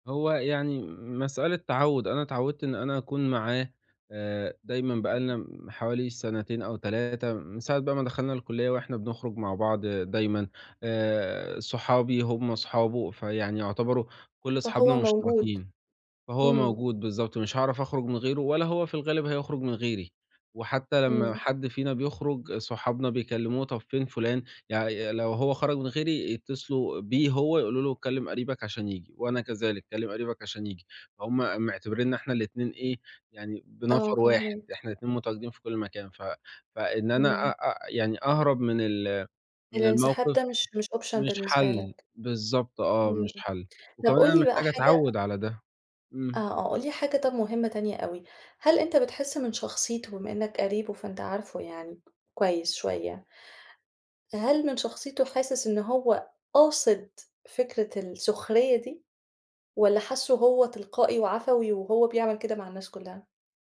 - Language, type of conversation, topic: Arabic, advice, إزاي أتعامل مع نقد شخصي جارح من صديق قريب بيتكرر دايمًا؟
- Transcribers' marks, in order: tapping; in English: "Option"